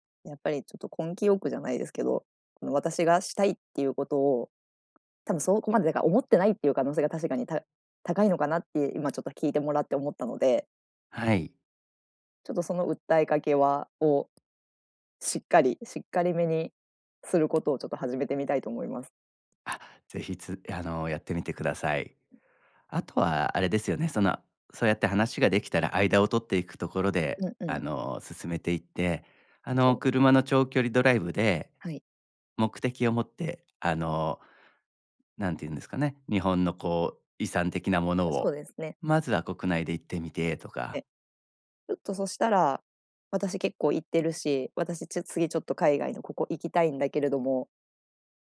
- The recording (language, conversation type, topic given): Japanese, advice, 恋人に自分の趣味や価値観を受け入れてもらえないとき、どうすればいいですか？
- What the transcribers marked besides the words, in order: tapping; other background noise